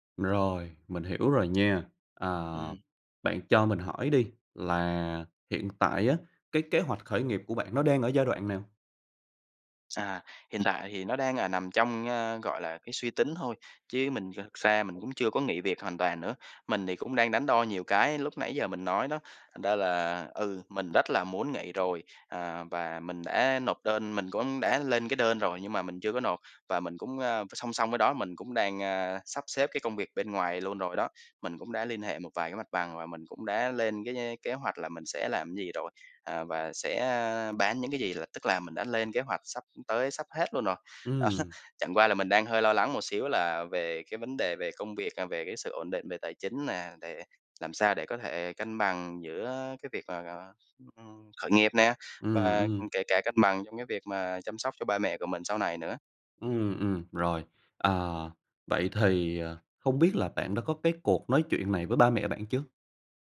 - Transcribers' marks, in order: tapping; laughing while speaking: "Đó"
- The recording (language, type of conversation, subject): Vietnamese, advice, Bạn đang cảm thấy áp lực như thế nào khi phải cân bằng giữa gia đình và việc khởi nghiệp?